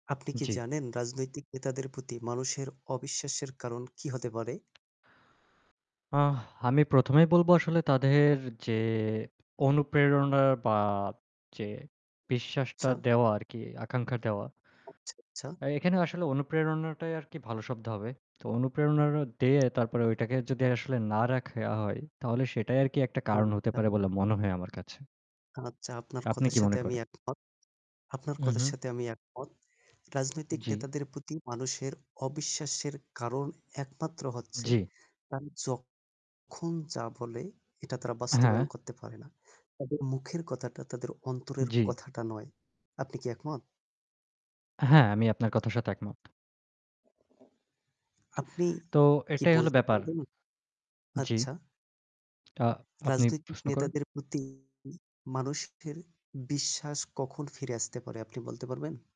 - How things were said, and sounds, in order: static; tapping; "আচ্ছা" said as "চ্ছা"; distorted speech; "আচ্ছা" said as "আচ্চা"; other background noise; lip smack
- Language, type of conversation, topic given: Bengali, unstructured, রাজনৈতিক নেতাদের প্রতি মানুষের অবিশ্বাসের কারণ কী হতে পারে?